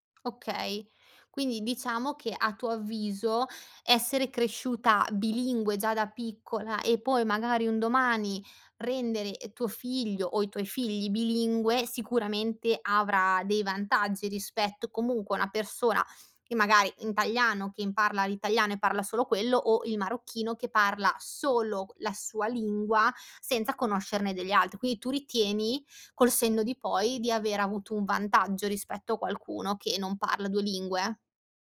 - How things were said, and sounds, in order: other background noise; "italiano" said as "intaliano"
- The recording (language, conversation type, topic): Italian, podcast, Che ruolo ha la lingua in casa tua?